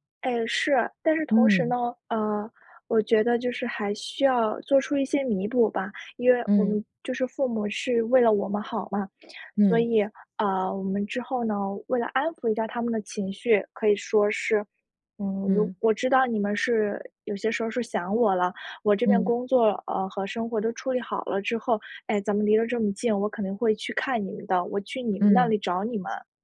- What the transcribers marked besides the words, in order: none
- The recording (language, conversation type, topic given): Chinese, advice, 我该怎么和家人谈清界限又不伤感情？